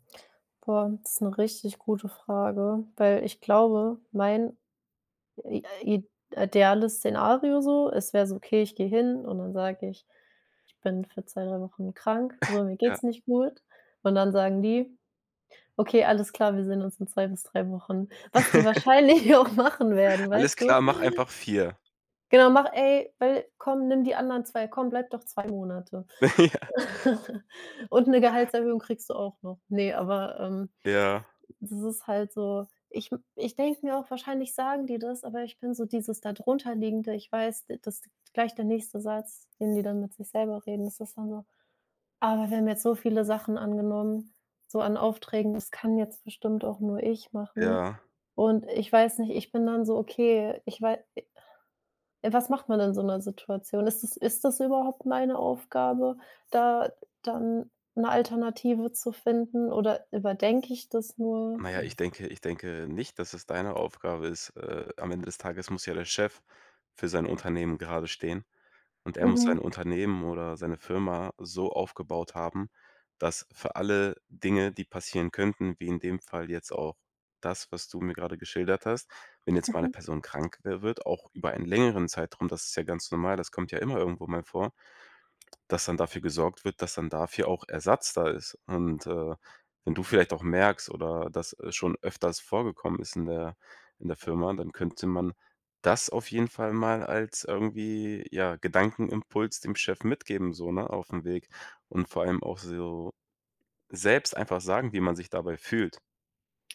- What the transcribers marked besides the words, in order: chuckle; laugh; laughing while speaking: "auch machen werden"; laughing while speaking: "Ja"; chuckle; other noise; other background noise
- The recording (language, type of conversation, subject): German, advice, Wie führe ich ein schwieriges Gespräch mit meinem Chef?